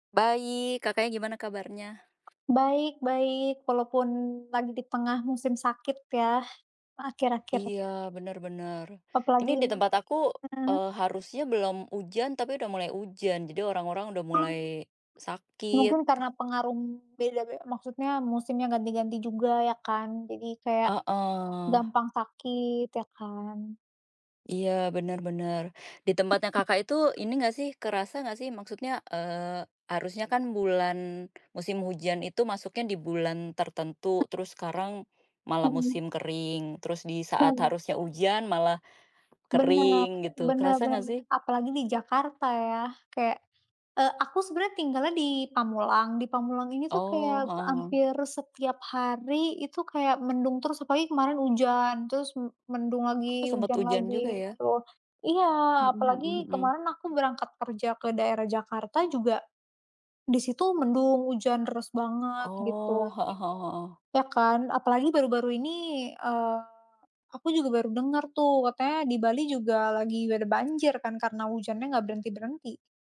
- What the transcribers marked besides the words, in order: other background noise
- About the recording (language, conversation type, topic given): Indonesian, unstructured, Bagaimana menurutmu perubahan iklim memengaruhi kehidupan sehari-hari?
- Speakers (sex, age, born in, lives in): female, 20-24, Indonesia, Indonesia; female, 35-39, Indonesia, Indonesia